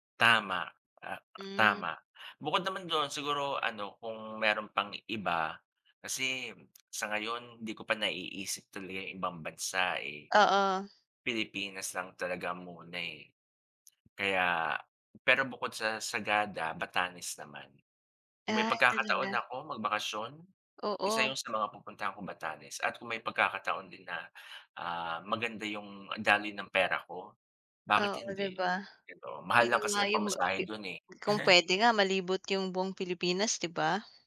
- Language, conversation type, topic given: Filipino, unstructured, Saan mo gustong magbakasyon kung magkakaroon ka ng pagkakataon?
- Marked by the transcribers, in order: tapping; unintelligible speech; chuckle